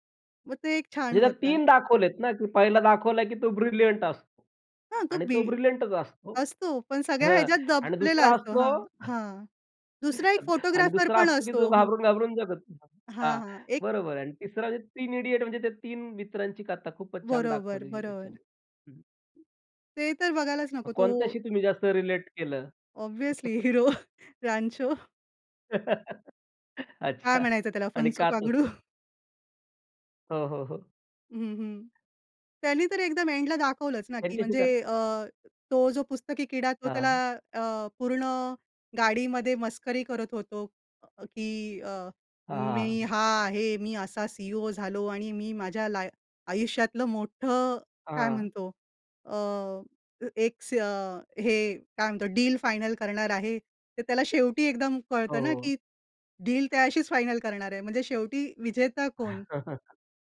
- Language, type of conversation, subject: Marathi, podcast, कुठल्या चित्रपटाने तुम्हाला सर्वात जास्त प्रेरणा दिली आणि का?
- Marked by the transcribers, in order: in English: "ब्रिलियंट"; in English: "ब्रिलियंटच"; other noise; other background noise; in English: "ऑब्व्हियस्ली"; chuckle; laughing while speaking: "हीरो रांचो"; chuckle; laughing while speaking: "अच्छा"; laughing while speaking: "वांगडू"; tapping; chuckle